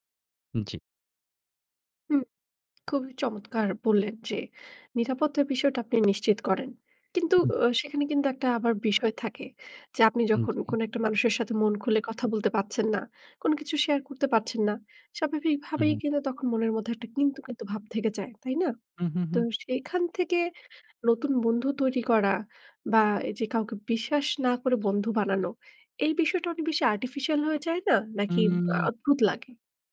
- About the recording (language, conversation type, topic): Bengali, podcast, একলা ভ্রমণে সহজে বন্ধুত্ব গড়ার উপায় কী?
- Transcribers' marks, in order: in English: "artificial"